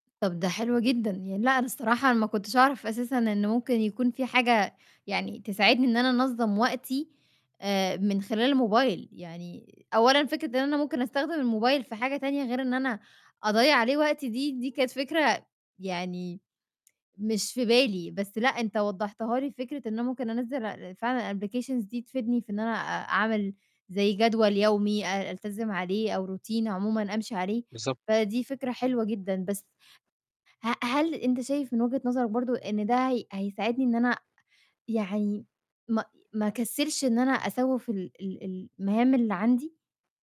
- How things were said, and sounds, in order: tapping; unintelligible speech; in English: "الApplications"; in English: "Routine"
- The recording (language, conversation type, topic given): Arabic, advice, إزاي بتوصف تجربتك مع تأجيل المهام المهمة والاعتماد على ضغط آخر لحظة؟